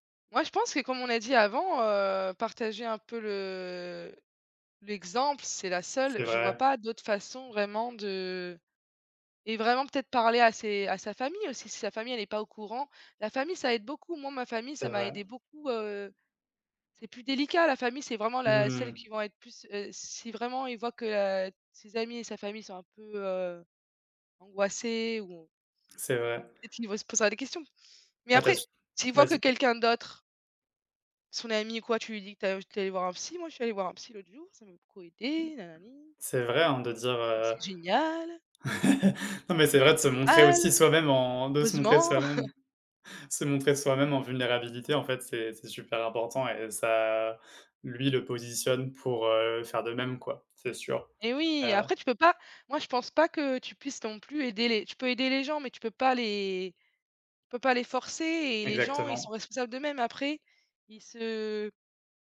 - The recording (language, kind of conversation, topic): French, unstructured, Comment peux-tu soutenir un ami qui se sent mal ?
- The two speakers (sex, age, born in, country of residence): female, 25-29, United States, France; male, 30-34, France, France
- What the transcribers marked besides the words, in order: drawn out: "le"; tapping; chuckle; put-on voice: "génial"; put-on voice: "pas mal ! Heureusement !"; chuckle